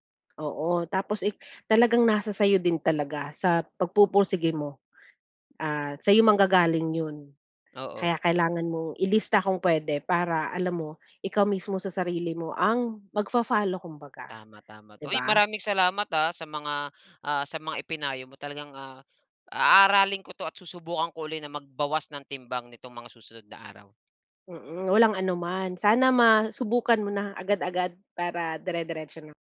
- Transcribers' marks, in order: other noise
- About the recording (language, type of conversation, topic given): Filipino, advice, Paano ako makakapagbawas ng timbang kung nawawalan ako ng gana at motibasyon?